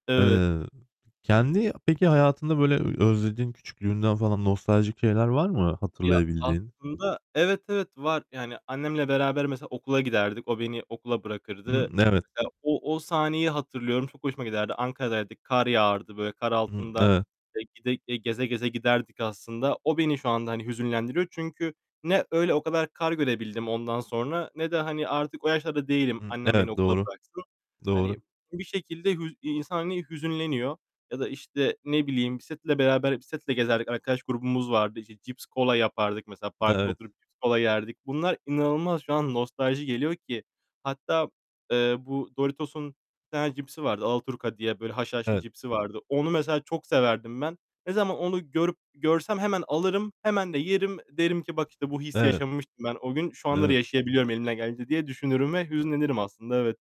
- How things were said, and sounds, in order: other noise; other background noise; distorted speech; tapping
- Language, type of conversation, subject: Turkish, unstructured, Nostalji bazen seni neden hüzünlendirir?